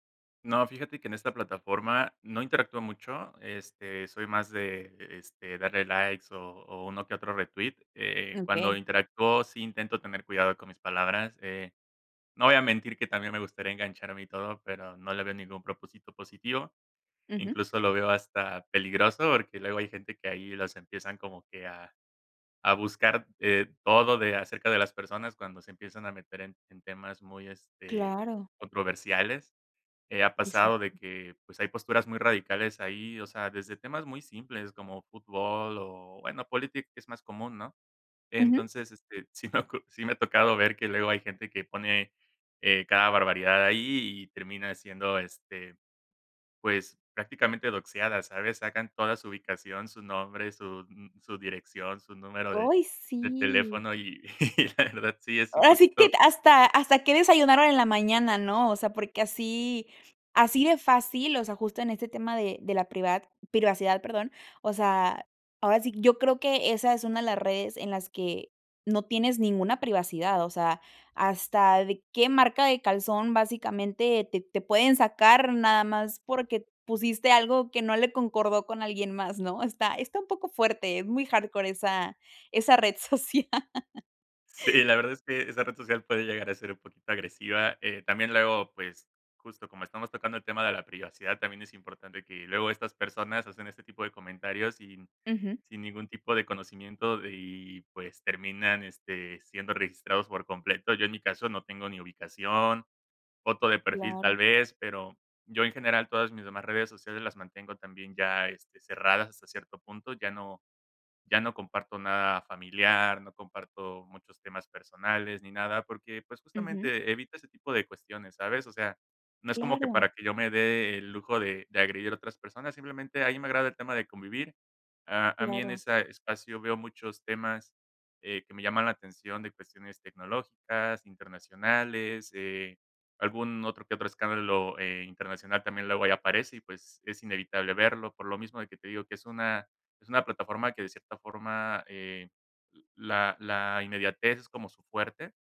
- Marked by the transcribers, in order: laughing while speaking: "sí me ha ocu"; chuckle; laughing while speaking: "social"
- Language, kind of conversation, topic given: Spanish, podcast, ¿Qué límites pones entre tu vida en línea y la presencial?